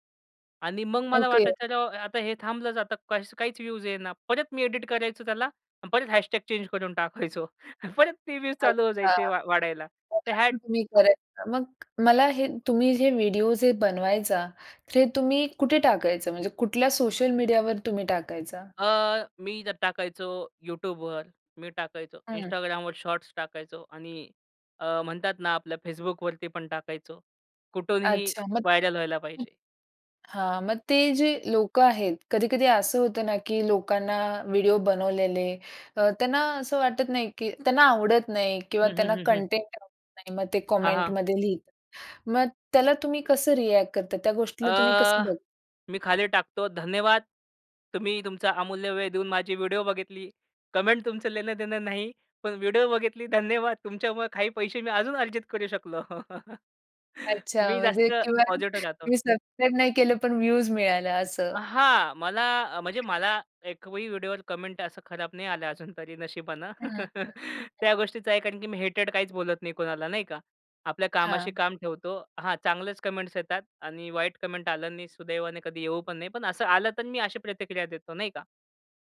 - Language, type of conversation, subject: Marathi, podcast, सोशल माध्यमांनी तुमची कला कशी बदलली?
- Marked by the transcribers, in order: in English: "चेंज"; laughing while speaking: "टाकायचो. परत ते व्ह्ज चालू होऊन जायचे"; tapping; in English: "व्हायरल"; in English: "कमेंटमध्ये"; in English: "कमेंट"; laughing while speaking: "शकलो.'"; chuckle; other background noise; in English: "कमेंट"; laughing while speaking: "अजून तरी नशिबानं"; chuckle; in English: "हेटेड"; in English: "कमेंट्स"; in English: "कमेंट"